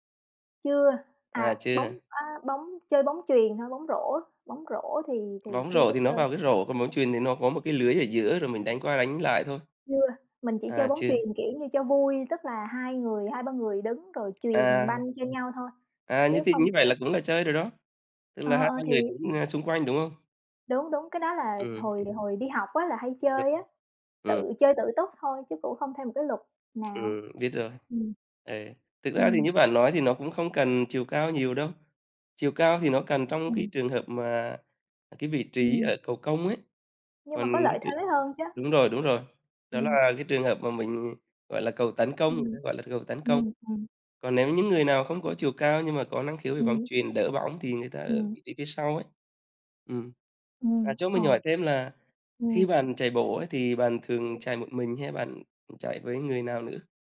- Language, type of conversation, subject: Vietnamese, unstructured, Những yếu tố nào bạn cân nhắc khi chọn một môn thể thao để chơi?
- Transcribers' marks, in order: tapping; other background noise; unintelligible speech